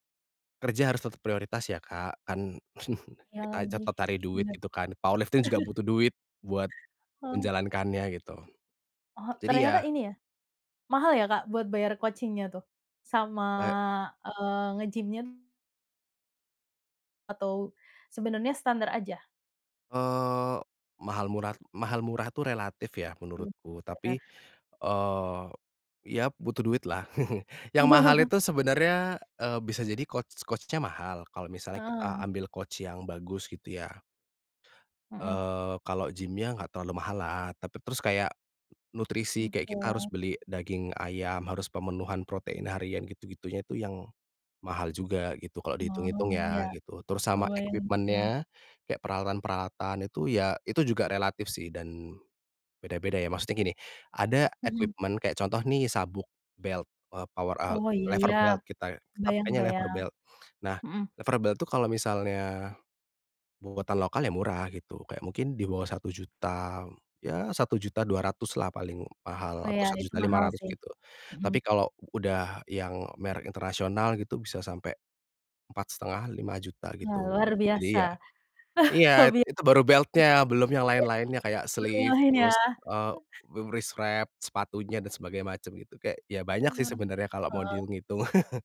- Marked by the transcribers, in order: chuckle; in English: "power lifting"; chuckle; other background noise; in English: "coaching-nya"; chuckle; laugh; in English: "coach coach-nya"; in English: "coach"; in English: "equipment-nya"; in English: "equipment"; in English: "belt"; in English: "power al lever belt"; in English: "lever belt"; in English: "lever belt"; in English: "belt-nya"; chuckle; laughing while speaking: "Hobi"; unintelligible speech; in English: "sleeve"; in English: "wrist wrap"; laugh
- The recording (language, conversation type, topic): Indonesian, podcast, Kapan hobi pernah membuatmu keasyikan sampai lupa waktu?